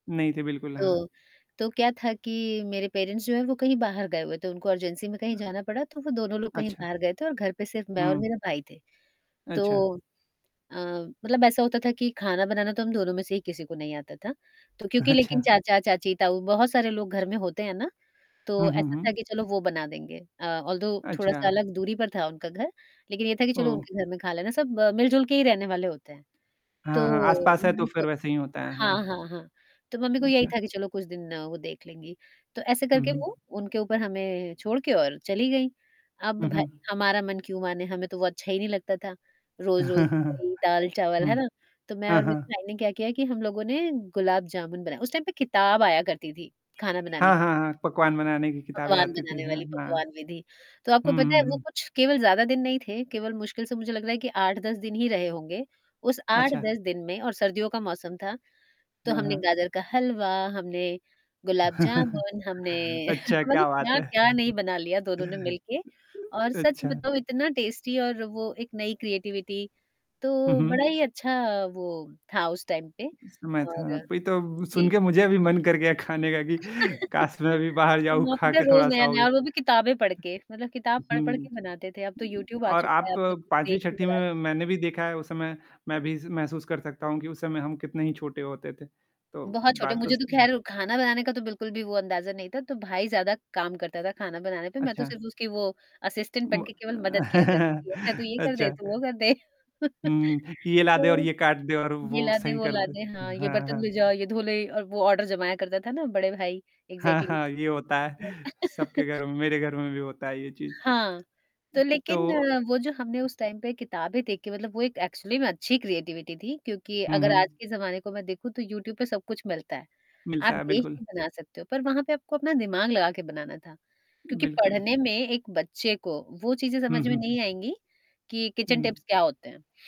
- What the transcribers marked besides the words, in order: static; distorted speech; in English: "पेरेंट्स"; in English: "अर्जेंसी"; other noise; laughing while speaking: "अच्छा"; in English: "ऑल्दो"; horn; chuckle; in English: "टाइम"; chuckle; chuckle; in English: "टेस्टी"; in English: "क्रिएटिविटी"; in English: "टाइम"; chuckle; laughing while speaking: "काश मैं भी बाहर जाऊँ, खा के थोड़ा-सा हो आऊँ"; chuckle; in English: "असिस्टेंट"; other background noise; chuckle; in English: "ऑर्डर"; tapping; in English: "एग्ज़ैक्ट्ली"; chuckle; in English: "टाइम"; in English: "एक्चुअली"; in English: "क्रिएटिविटी"; in English: "किचन टिप्स"
- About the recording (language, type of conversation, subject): Hindi, unstructured, क्या आपने कभी किसी खास त्योहार के लिए विशेष भोजन बनाया है?